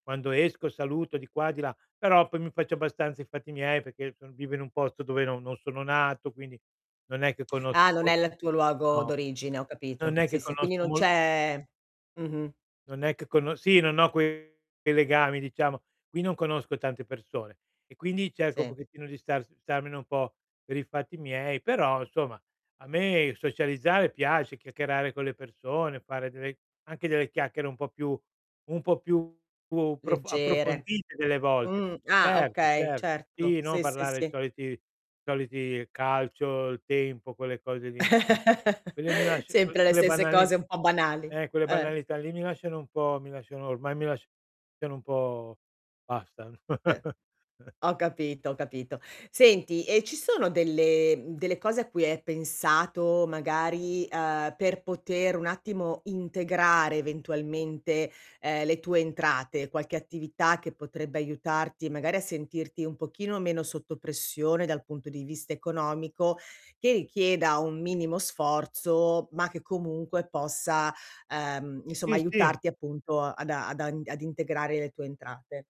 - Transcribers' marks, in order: "perché" said as "peché"; tapping; distorted speech; other background noise; "insomma" said as "nsomma"; laugh; chuckle
- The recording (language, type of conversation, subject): Italian, advice, Come posso gestire lo stress emotivo legato all’incertezza economica?